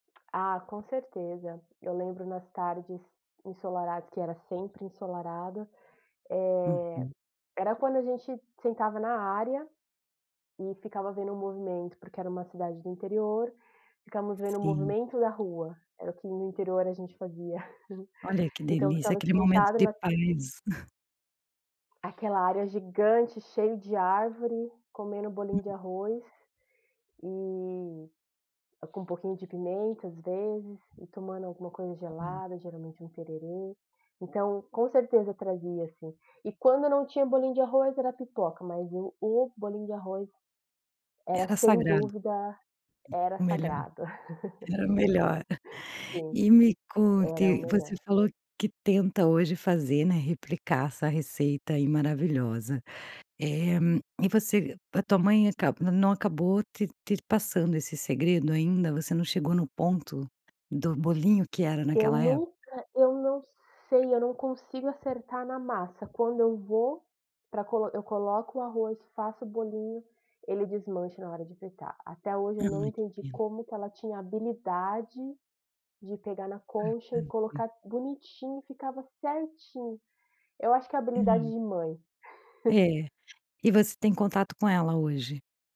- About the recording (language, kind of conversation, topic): Portuguese, podcast, Que prato traz mais lembranças da sua infância?
- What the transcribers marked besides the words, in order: chuckle; tapping; chuckle; other background noise; laugh; laugh